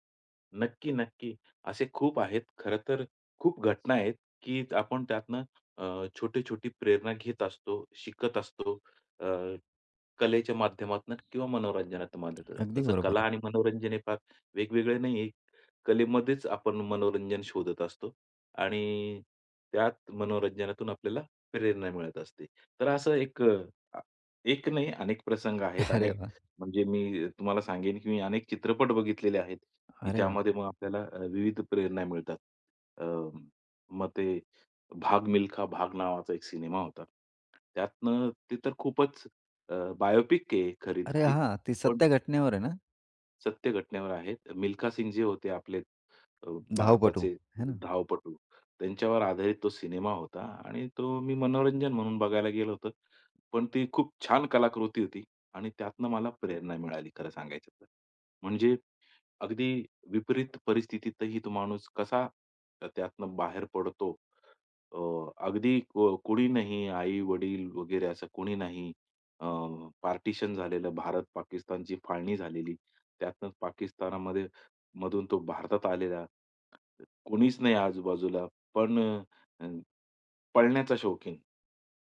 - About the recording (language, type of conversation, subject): Marathi, podcast, कला आणि मनोरंजनातून तुम्हाला प्रेरणा कशी मिळते?
- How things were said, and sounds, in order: other noise; tapping; other background noise; "माध्यमातन" said as "माध्यततात"; laughing while speaking: "अरे वाह!"; in English: "बायोपिक"; in English: "पार्टिशन"